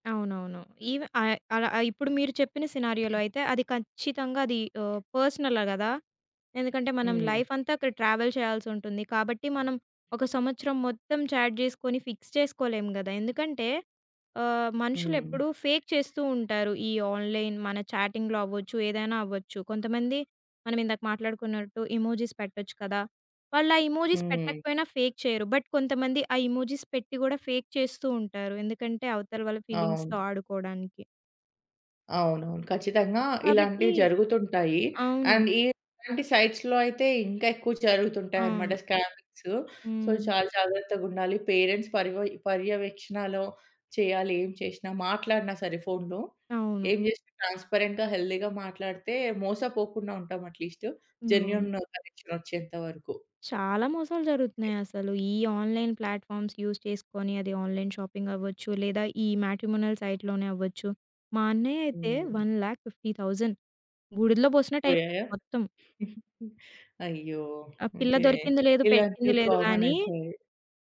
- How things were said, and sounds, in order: in English: "సినారియోలో"; in English: "లైఫ్"; in English: "ట్రావెల్"; in English: "చాట్"; in English: "ఫిక్స్"; in English: "ఫేక్"; in English: "ఆన్‌లైన్"; in English: "చాటింగ్‌లో"; in English: "ఇమోజిస్"; in English: "ఎమోజిస్"; in English: "ఫేక్"; in English: "బట్"; in English: "ఎమోజిస్"; in English: "ఫేక్"; in English: "ఫీలింగ్స్‌తొ"; in English: "అండ్"; in English: "సైట్స్‌లో"; in English: "సో"; in English: "పేరెంట్స్"; in English: "ట్రాన్స్‌పరెంట్‌గా, హెల్తీగా"; in English: "అట్‌లీస్ట్. జెన్యూన్ కనెక్షన్"; in English: "ఆన్‌లైన్ ప్లాట్‌ఫార్మ్స్ యూజ్"; in English: "ఆన్‌లైన్ షాపింగ్"; in English: "మ్యాట్రిమోనియల్ సైట్‌లోనే"; chuckle; in English: "కామన్"
- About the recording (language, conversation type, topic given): Telugu, podcast, ఆన్‌లైన్ సమావేశంలో పాల్గొనాలా, లేక ప్రత్యక్షంగా వెళ్లాలా అని మీరు ఎప్పుడు నిర్ణయిస్తారు?